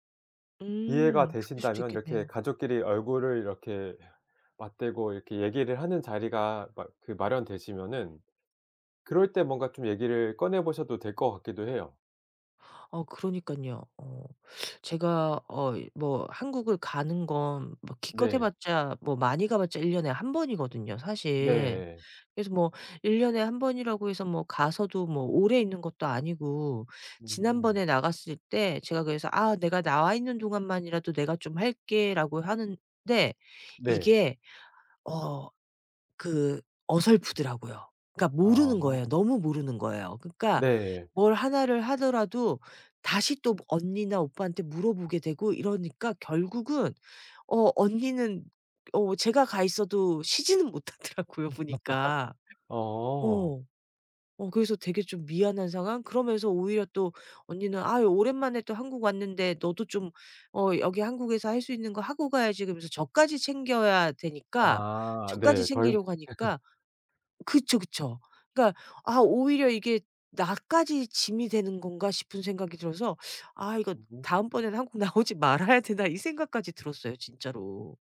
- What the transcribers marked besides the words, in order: laughing while speaking: "못하더라고요"; laugh; laughing while speaking: "나오지 말아야"; other background noise
- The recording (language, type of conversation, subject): Korean, advice, 가족 돌봄 책임에 대해 어떤 점이 가장 고민되시나요?